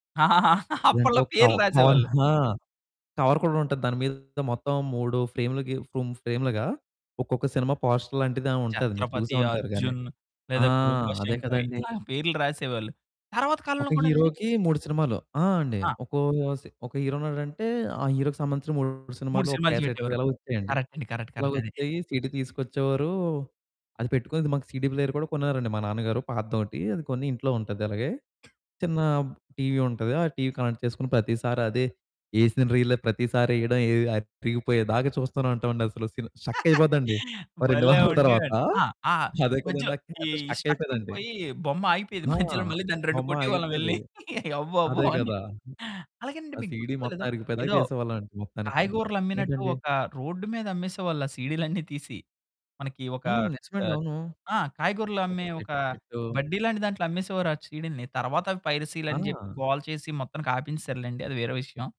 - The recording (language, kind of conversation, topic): Telugu, podcast, మీకు వచ్చిన మొదటి రికార్డు లేదా కాసెట్ గురించి మీకు ఏ జ్ఞాపకం ఉంది?
- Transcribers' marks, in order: laughing while speaking: "ఆహహా! అప్పట్లో పేర్లు రాసేవాళ్ళు"; in English: "కవ్ కవర్"; in English: "కవర్"; distorted speech; in English: "పోస్టర్"; in English: "హీరోకి"; in English: "హీరో"; in English: "హీరోకి"; in English: "కరెక్ట్"; in English: "కరెక్ట్, కరెక్ట్"; other background noise; in English: "కనెక్ట్"; static; laughing while speaking: "భలే! ఉండేవాడిని"; in English: "స్ట్రక్"; in English: "స్టక్"; laughing while speaking: "ఓ రెండు వారాల తరువాత అదే కదండీ"; laughing while speaking: "మధ్యలో, మళ్ళీ దాన్ని రెండు కొట్టేవాళ్ళం యెళ్ళి అవ్వు అవ్వు అని"; in English: "స్టక్"; chuckle